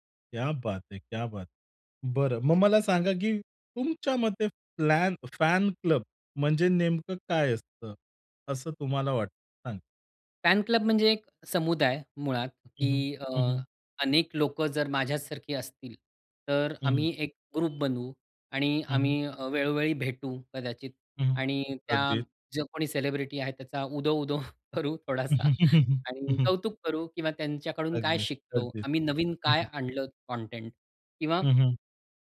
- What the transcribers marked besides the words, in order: in Hindi: "क्या बात है! क्या बात है!"; in English: "फॅन क्लब"; in English: "फॅन क्लब"; alarm; in English: "ग्रुप"; in English: "सेलिब्रिटी"; laughing while speaking: "उदो-उदो करू थोडासा"; chuckle
- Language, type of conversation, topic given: Marathi, podcast, चाहत्यांचे गट आणि चाहत संस्कृती यांचे फायदे आणि तोटे कोणते आहेत?